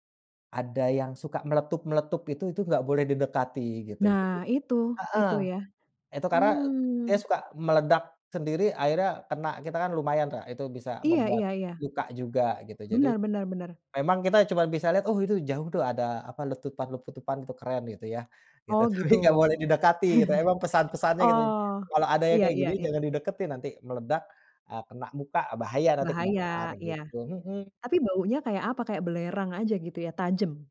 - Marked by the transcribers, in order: other background noise; "letupan-letupan" said as "letupan-lepetupan"; laughing while speaking: "Tapi nggak"; chuckle
- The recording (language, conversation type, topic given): Indonesian, podcast, Ceritakan pengalaman paling berkesanmu saat berada di alam?